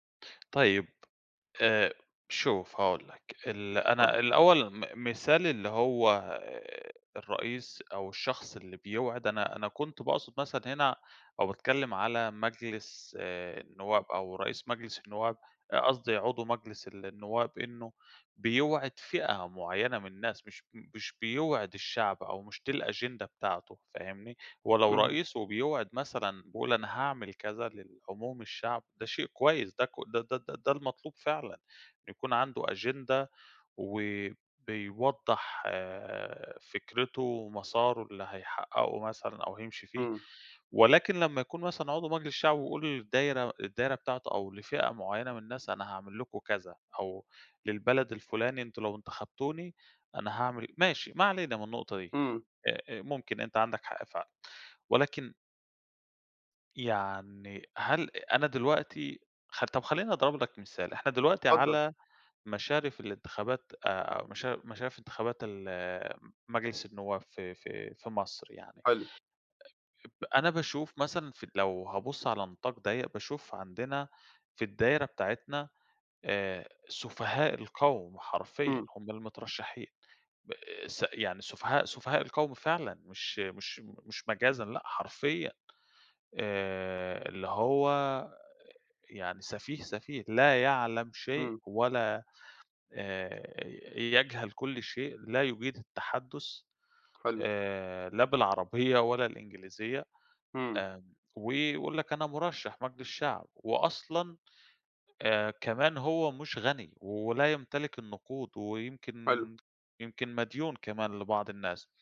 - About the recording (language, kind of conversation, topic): Arabic, unstructured, هل شايف إن الانتخابات بتتعمل بعدل؟
- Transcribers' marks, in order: none